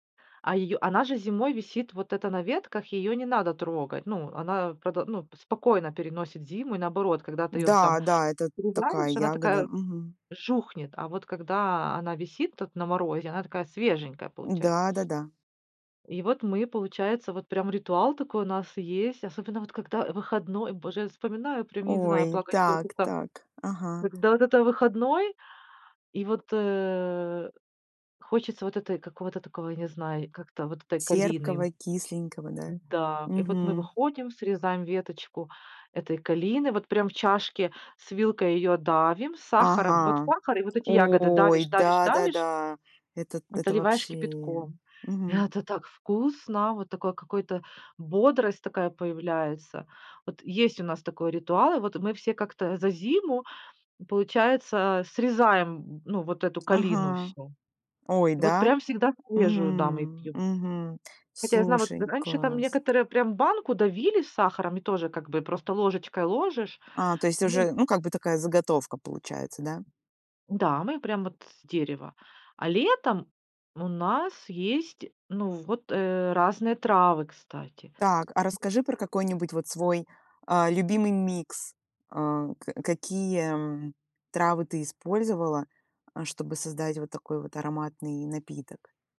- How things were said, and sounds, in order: tapping; background speech
- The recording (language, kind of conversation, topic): Russian, podcast, Что для вас значит домашнее чаепитие?